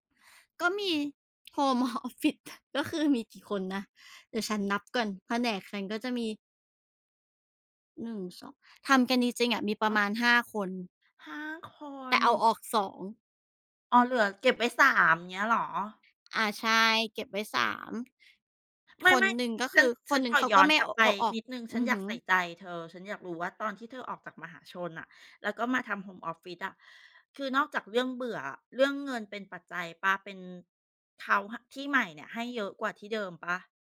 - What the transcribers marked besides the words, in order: tapping; laughing while speaking: "ฮ ออฟ"; other background noise
- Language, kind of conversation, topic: Thai, unstructured, ความล้มเหลวครั้งใหญ่สอนอะไรคุณบ้าง?